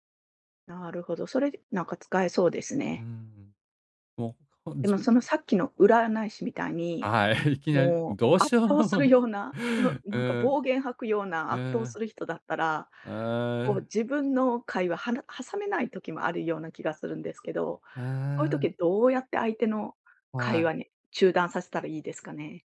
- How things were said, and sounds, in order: laughing while speaking: "はい"; laughing while speaking: "どうしよう"
- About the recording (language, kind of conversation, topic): Japanese, advice, 自己肯定感を保ちながら、グループで自分の意見を上手に主張するにはどうすればよいですか？